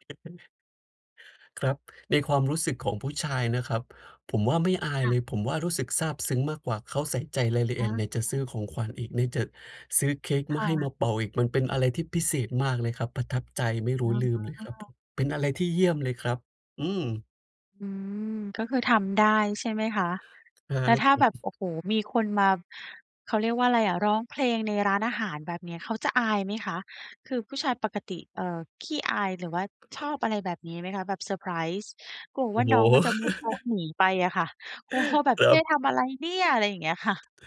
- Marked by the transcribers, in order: other background noise; tapping; chuckle; laughing while speaking: "กลัวว่า"; put-on voice: "เจ้ทำอะไรเนี่ย ?"
- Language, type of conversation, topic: Thai, advice, จะเลือกของขวัญให้ถูกใจคนที่ไม่แน่ใจว่าเขาชอบอะไรได้อย่างไร?
- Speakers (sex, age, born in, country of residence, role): female, 35-39, Thailand, Thailand, user; male, 30-34, Indonesia, Indonesia, advisor